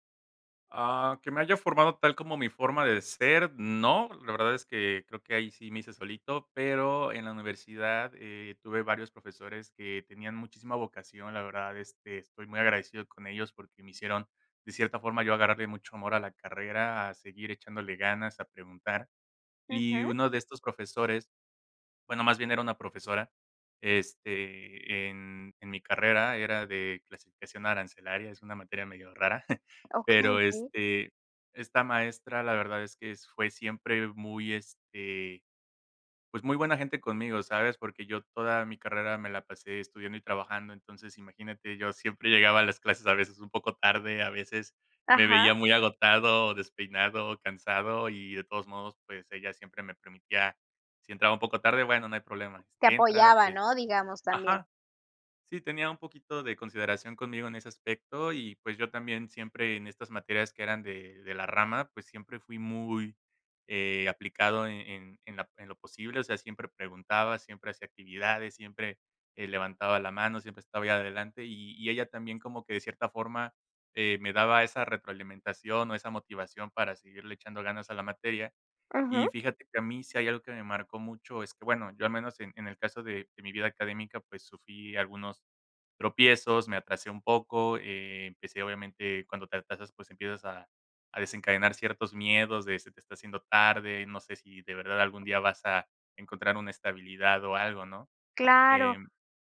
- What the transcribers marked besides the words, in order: tapping; chuckle
- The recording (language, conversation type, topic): Spanish, podcast, ¿Qué profesor influyó más en ti y por qué?